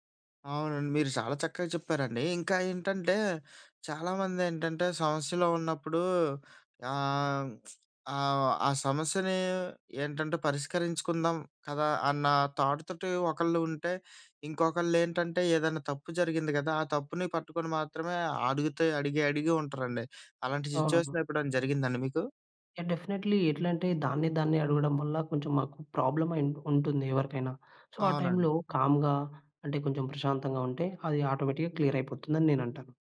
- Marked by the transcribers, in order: lip smack; in English: "థాట్"; in English: "సిట్యుయేషన్"; in English: "డెఫినైట్లీ"; in English: "ప్రాబ్లమ్"; in English: "సో"; in English: "కామ్‌గా"; in English: "ఆటోమేటిక్‌గా క్లియర్"
- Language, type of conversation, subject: Telugu, podcast, సమస్యపై మాట్లాడడానికి సరైన సమయాన్ని మీరు ఎలా ఎంచుకుంటారు?